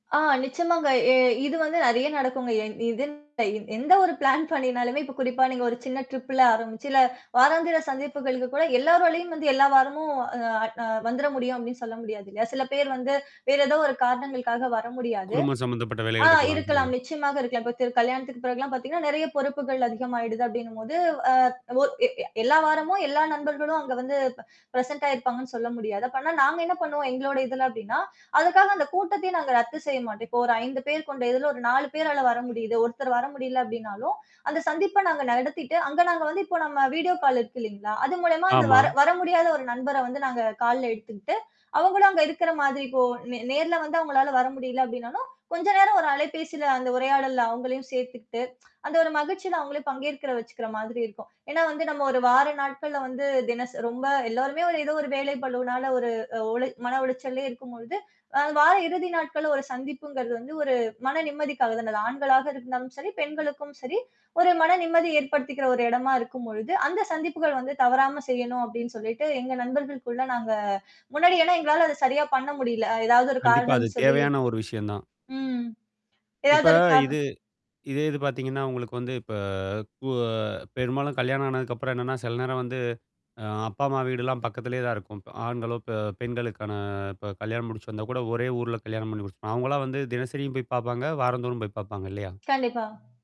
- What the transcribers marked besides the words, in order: background speech; distorted speech; in English: "பிளான்"; chuckle; in English: "ட்ரிப்ல"; tapping; in English: "பிரசென்ட்"; in English: "வீடியோ கால்"; in English: "கால்ல"; "உளைச்சல்லே" said as "ஒழிச்சல்லே"; drawn out: "இப்ப"; drawn out: "பெண்களுக்கான"
- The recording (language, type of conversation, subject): Tamil, podcast, உறவுகளைப் பராமரிக்க நீங்கள் தினசரி அல்லது வாராந்திரமாக என்னென்ன செய்கிறீர்கள்?